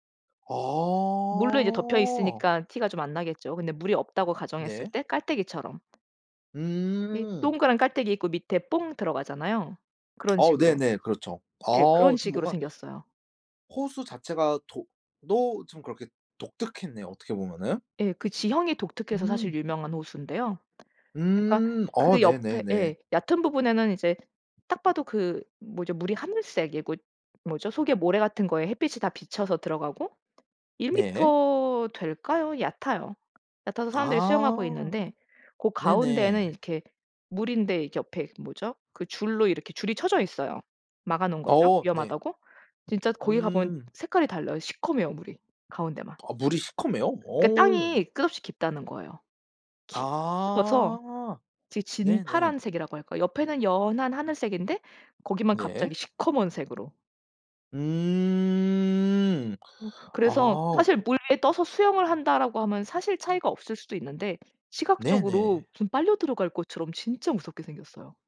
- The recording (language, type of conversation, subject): Korean, podcast, 관광지에서 우연히 만난 사람이 알려준 숨은 명소가 있나요?
- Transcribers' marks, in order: tapping; other background noise